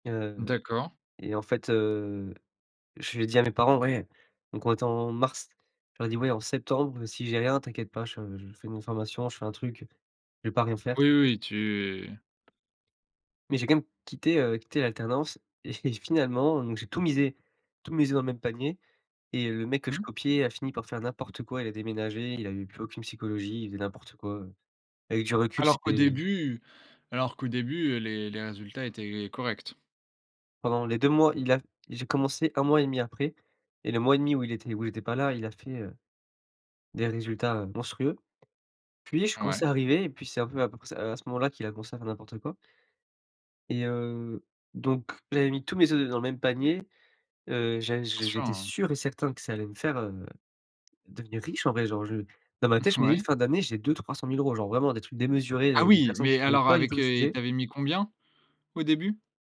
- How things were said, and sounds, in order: other background noise; tapping; laughing while speaking: "et"; chuckle
- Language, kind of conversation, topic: French, podcast, Peux-tu me parler d’une erreur qui t’a fait grandir ?
- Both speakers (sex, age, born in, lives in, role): male, 20-24, France, France, guest; male, 20-24, France, France, host